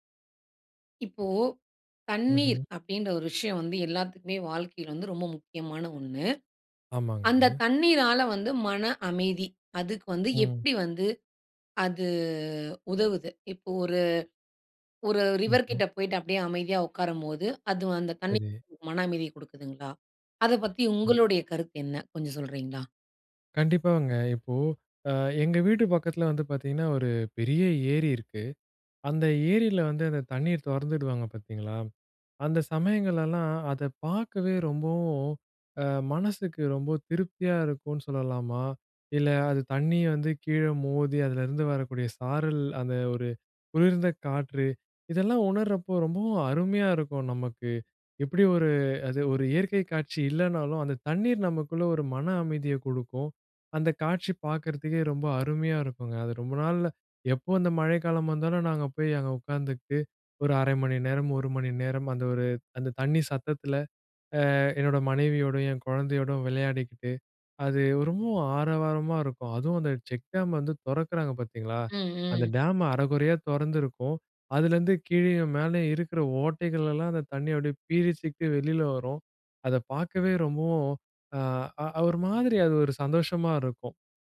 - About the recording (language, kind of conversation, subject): Tamil, podcast, தண்ணீர் அருகே அமர்ந்திருப்பது மனஅமைதிக்கு எப்படி உதவுகிறது?
- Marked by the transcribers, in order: in English: "ரிவர்கிட்ட"; other noise; other background noise; joyful: "நாங்க போய் அங்கே உட்காந்துகிட்டு ஒரு … ஒரு சந்தோஷமா இருக்கும்"